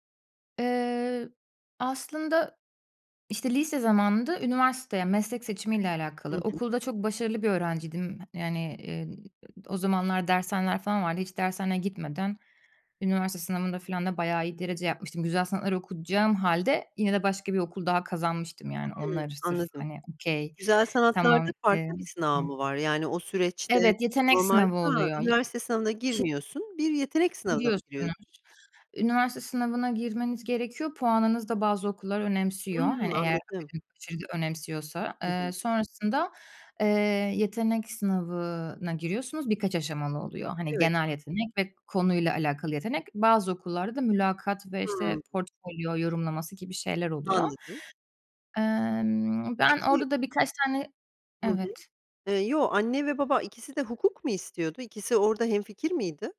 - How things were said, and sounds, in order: in English: "okay"; unintelligible speech; tapping
- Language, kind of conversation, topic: Turkish, podcast, Aile beklentileriyle yüzleşmek için hangi adımlar işe yarar?
- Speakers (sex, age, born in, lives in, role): female, 30-34, Turkey, Germany, guest; female, 45-49, Turkey, United States, host